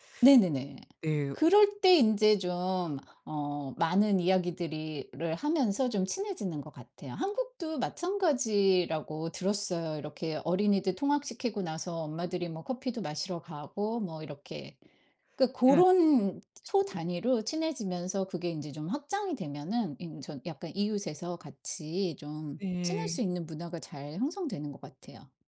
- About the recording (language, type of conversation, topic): Korean, podcast, 이웃끼리 서로 돕고 도움을 받는 문화를 어떻게 만들 수 있을까요?
- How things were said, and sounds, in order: none